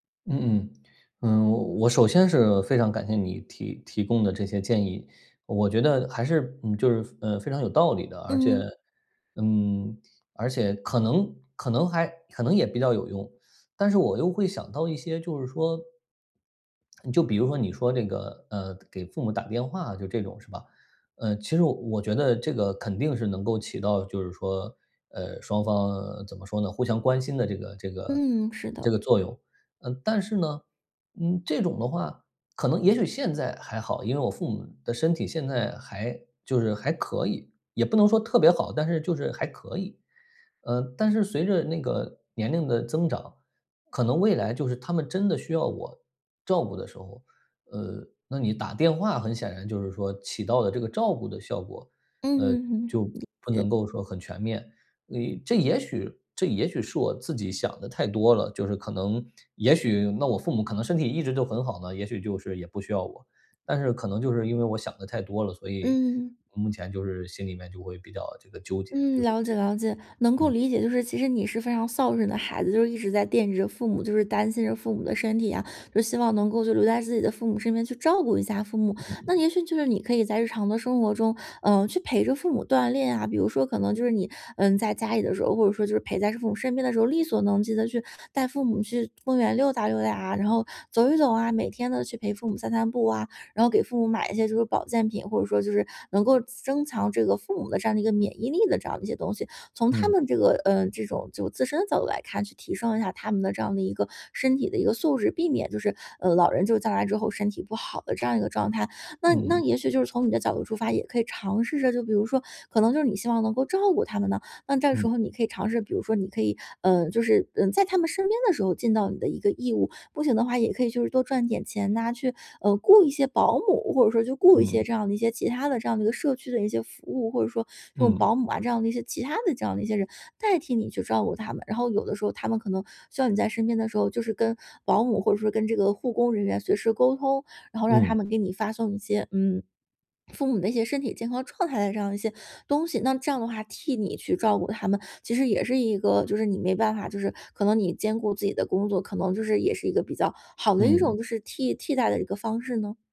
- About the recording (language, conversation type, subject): Chinese, advice, 陪伴年迈父母的责任突然增加时，我该如何应对压力并做出合适的选择？
- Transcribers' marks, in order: swallow; tapping; other background noise